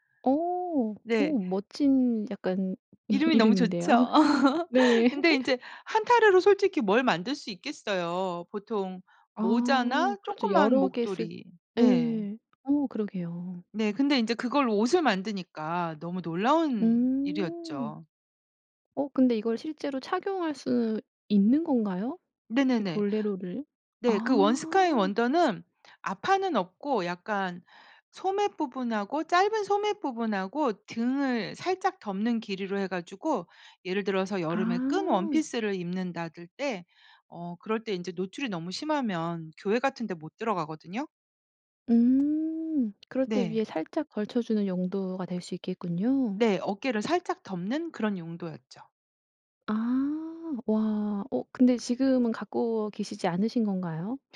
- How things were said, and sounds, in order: other background noise; laughing while speaking: "이름인데요"; laugh; tapping
- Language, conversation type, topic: Korean, podcast, 요즘 빠진 취미가 뭐예요?